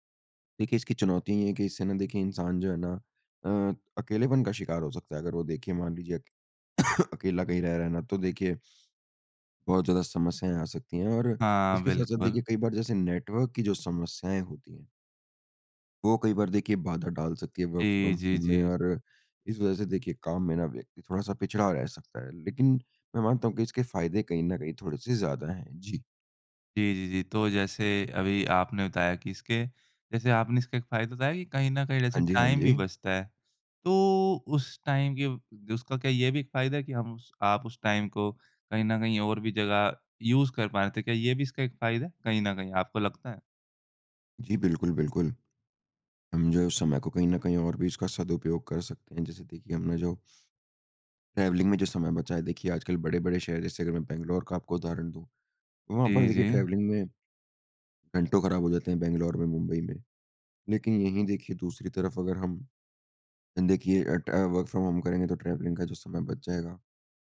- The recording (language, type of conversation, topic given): Hindi, podcast, वर्क‑फ्रॉम‑होम के सबसे बड़े फायदे और चुनौतियाँ क्या हैं?
- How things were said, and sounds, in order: cough; in English: "वर्क़ फ्रॉम होम"; tapping; in English: "टाइम"; in English: "टाइम"; in English: "टाइम"; in English: "यूज़"; in English: "ट्रैवलिंग"; in English: "ट्रैवलिंग"; in English: "वर्क़ फ्रॉम होम"; in English: "ट्रैवलिंग"